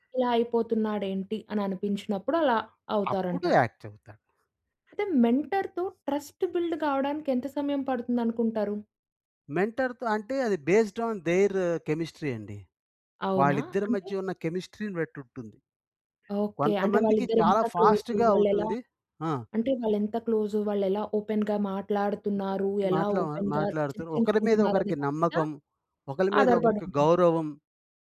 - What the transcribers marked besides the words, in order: other background noise; in English: "యాక్ట్"; in English: "మెంటర్‌తో ట్రస్ట్ బిల్డ్"; in English: "మెంటర్‌తో"; in English: "బేస్డ్ ఆన్ దేర్ కెమిస్ట్రీ"; in English: "కెమిస్ట్రీ‌ని"; in English: "ఫాస్ట్‌గా"; in English: "ఓపెన్‌గా"; in English: "ఓపెన్‌గా"
- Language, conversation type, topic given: Telugu, podcast, ఎవరినైనా మార్గదర్శకుడిగా ఎంచుకునేటప్పుడు మీరు ఏమేమి గమనిస్తారు?